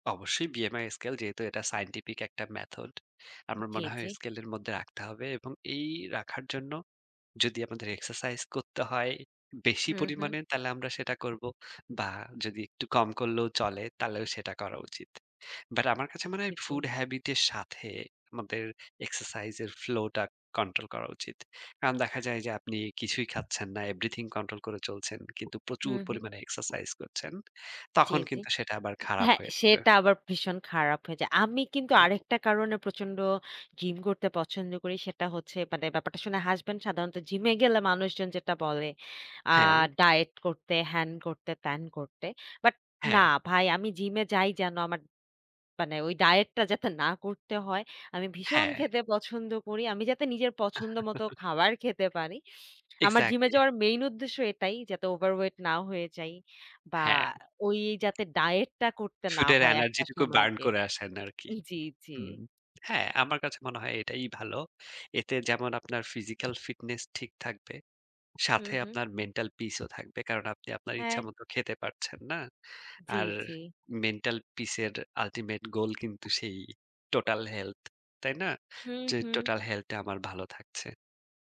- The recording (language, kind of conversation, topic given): Bengali, unstructured, শারীরিক ফিটনেস ও মানসিক স্বাস্থ্যের মধ্যে সম্পর্ক কী?
- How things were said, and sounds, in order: in English: "বিএমআই স্কেল"; in English: "সায়েন্টিফিক"; in English: "ফুড হ্যাবিট"; in English: "ফ্লো"; tapping; laugh; sniff; in English: "ওভার ওয়েট"; in English: "বার্ন"; in English: "ফিজিক্যাল ফিটনেস"; in English: "মেন্টাল পিস"; in English: "আল্টিমেট গোল"; in English: "টোটাল হেলথ"; in English: "টোটাল হেলথ"